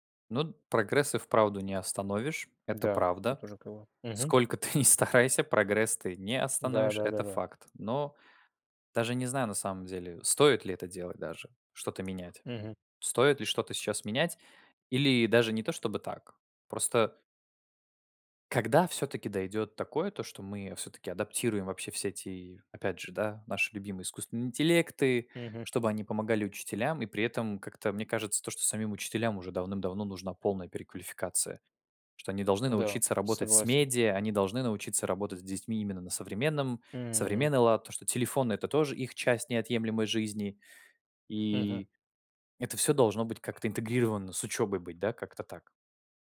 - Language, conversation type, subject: Russian, unstructured, Почему так много школьников списывают?
- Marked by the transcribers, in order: laughing while speaking: "ты не старайся"; other background noise